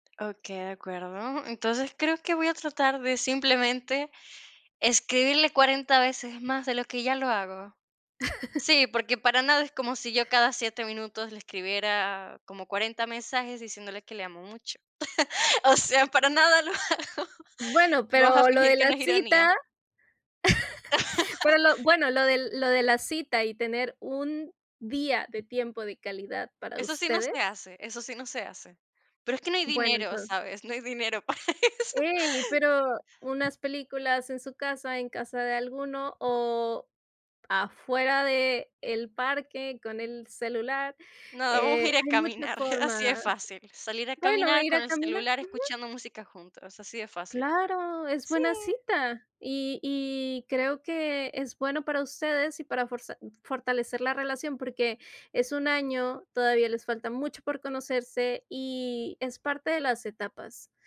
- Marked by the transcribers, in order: other noise; chuckle; chuckle; laughing while speaking: "O sea, para nada lo hago"; tapping; chuckle; laugh; laughing while speaking: "para eso"
- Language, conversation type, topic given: Spanish, advice, ¿Cómo te has sentido insuficiente como padre, madre o pareja?